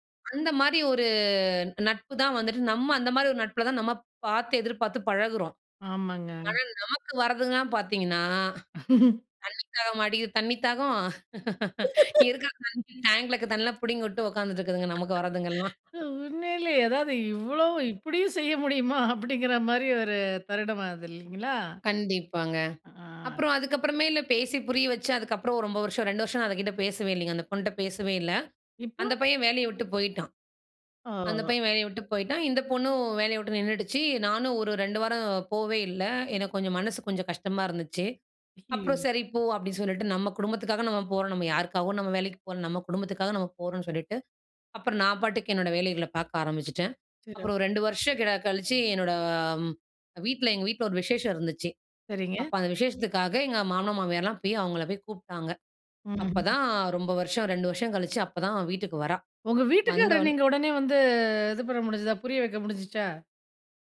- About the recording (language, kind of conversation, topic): Tamil, podcast, நம்பிக்கையை உடைக்காமல் சர்ச்சைகளை தீர்க்க எப்படி செய்கிறீர்கள்?
- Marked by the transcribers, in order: drawn out: "ஒரு"; chuckle; laughing while speaking: "தாகம். இருக்கிற தண்ணி டேங்க்ல தண்ணியெல்லாம் பிடுங்கி விட்டு உட்காந்துட்டு இருக்குதுங்க. நமக்கு வரதுங்கலாம்"; laugh; laugh; laughing while speaking: "அ உண்மையிலயே, ஏதாவது இவ்ளோ இப்படியும் … தருணம் ஆகுது, இல்லைங்களா?"; sad: "ஐயயோ!"; drawn out: "வந்து"